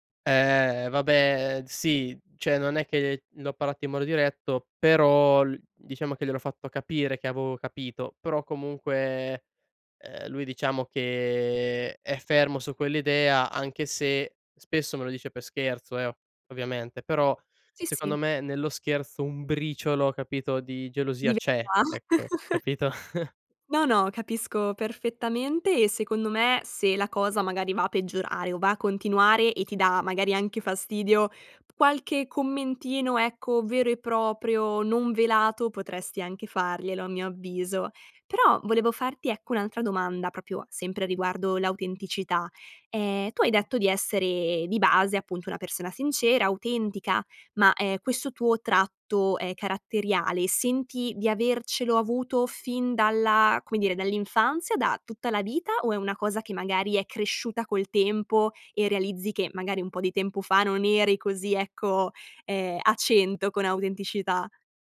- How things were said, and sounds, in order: "parlato" said as "parato"; stressed: "briciolo"; unintelligible speech; laugh; laugh; "proprio" said as "propio"
- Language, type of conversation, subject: Italian, podcast, Cosa significa per te essere autentico, concretamente?